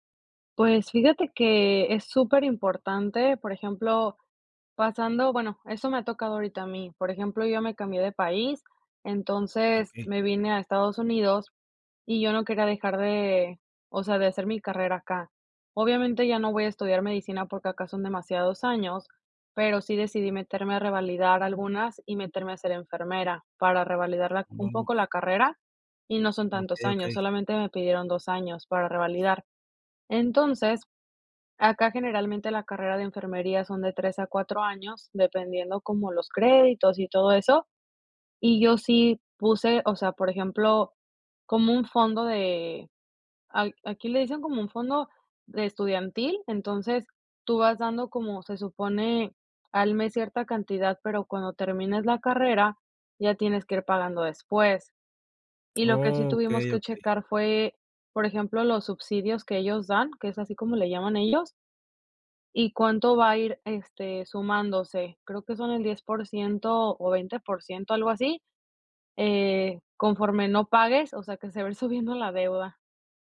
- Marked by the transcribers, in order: other background noise; laughing while speaking: "subiendo"
- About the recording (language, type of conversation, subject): Spanish, podcast, ¿Qué opinas de endeudarte para estudiar y mejorar tu futuro?